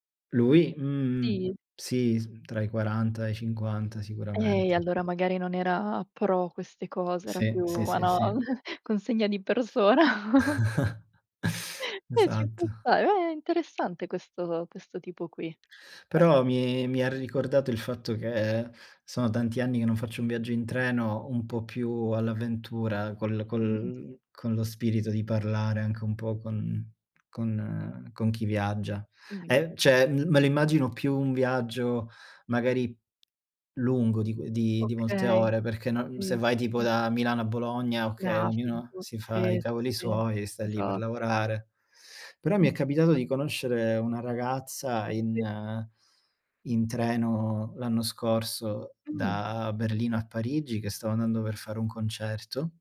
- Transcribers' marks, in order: drawn out: "E"; tapping; unintelligible speech; chuckle; unintelligible speech; "cioè" said as "ceh"
- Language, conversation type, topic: Italian, unstructured, Hai mai fatto un viaggio che ti ha cambiato la vita?
- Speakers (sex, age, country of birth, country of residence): female, 25-29, Italy, Italy; male, 30-34, Italy, Germany